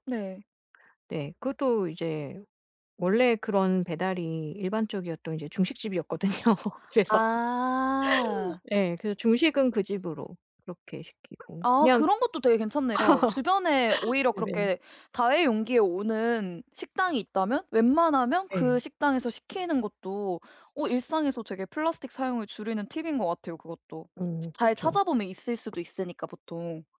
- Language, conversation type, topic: Korean, podcast, 일상에서 플라스틱 사용을 줄이는 현실적인 방법을 알려주실 수 있나요?
- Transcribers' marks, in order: tapping; laughing while speaking: "중식집이었거든요. 그래서"; laugh; other background noise